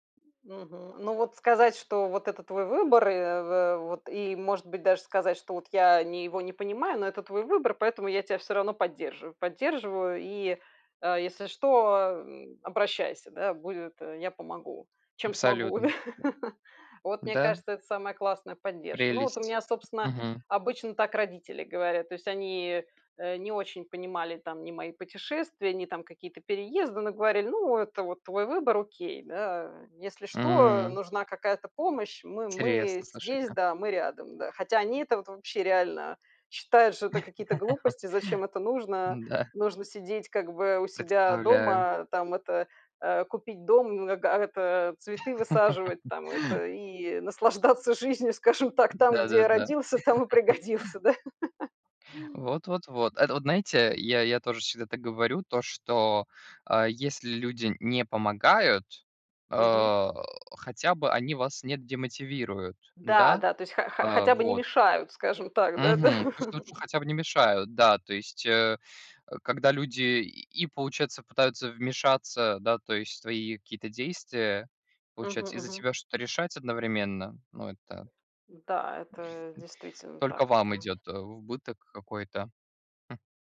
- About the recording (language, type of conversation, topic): Russian, unstructured, Что делает вас счастливым в том, кем вы являетесь?
- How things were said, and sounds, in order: other background noise; laugh; tapping; laugh; laugh; laugh; grunt; chuckle